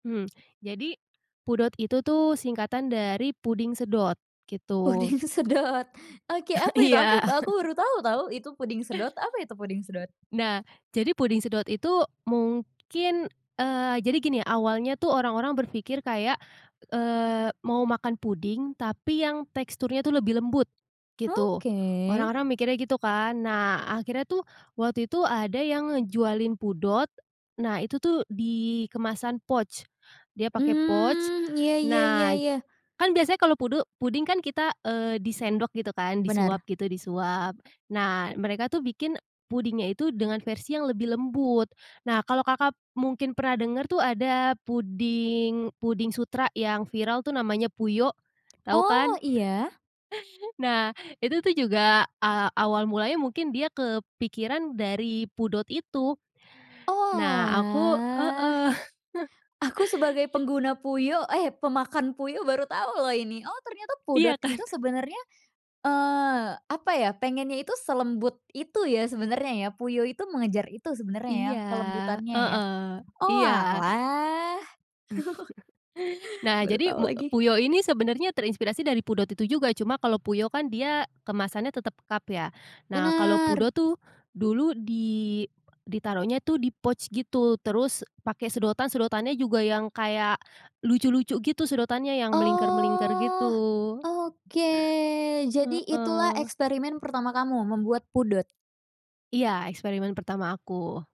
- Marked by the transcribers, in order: tongue click; laughing while speaking: "Puding sedot"; tapping; chuckle; other background noise; in English: "pouch"; in English: "pouch"; drawn out: "Oalah"; chuckle; laughing while speaking: "kan"; chuckle; in English: "cup"; in English: "pouch"; drawn out: "Oh"
- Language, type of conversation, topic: Indonesian, podcast, Apa tipsmu untuk bereksperimen tanpa takut gagal?